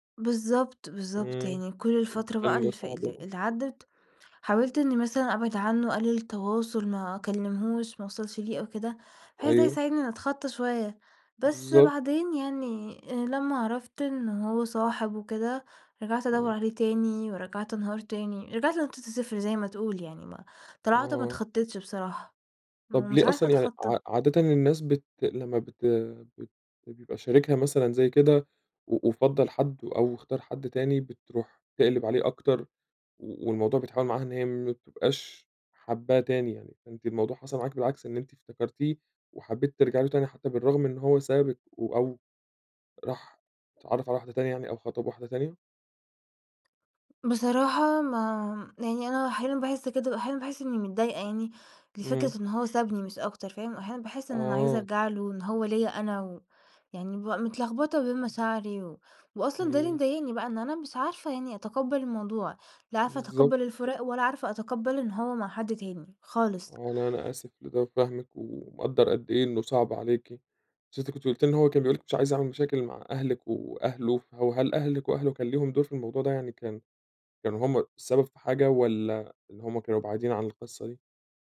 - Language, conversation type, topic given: Arabic, advice, إزاي أتعامل لما أشوف شريكي السابق مع حد جديد؟
- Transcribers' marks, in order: tapping; other background noise